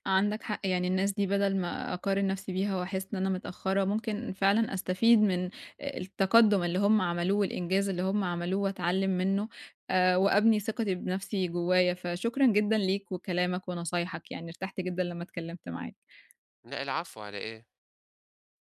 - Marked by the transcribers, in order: none
- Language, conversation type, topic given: Arabic, advice, إزاي أبني ثقتي في نفسي من غير ما أقارن نفسي بالناس؟
- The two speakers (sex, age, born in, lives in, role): female, 20-24, Egypt, Egypt, user; male, 20-24, Egypt, Egypt, advisor